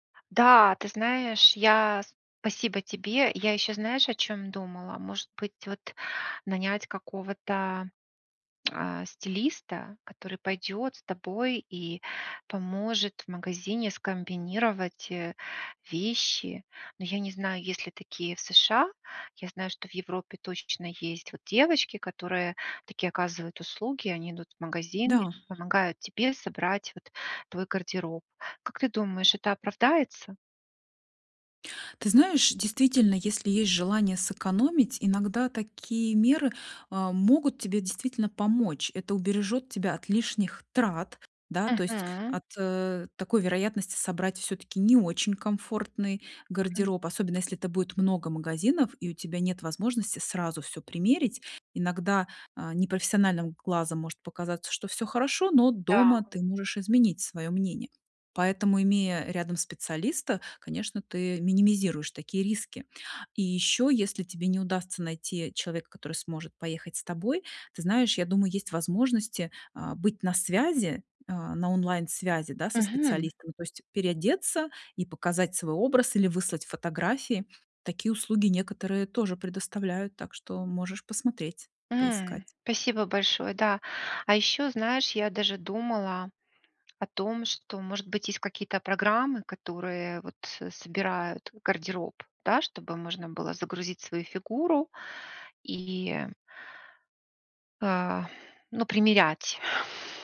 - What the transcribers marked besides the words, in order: other background noise; stressed: "не очень"
- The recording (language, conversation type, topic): Russian, advice, Как найти стильные вещи и не тратить на них много денег?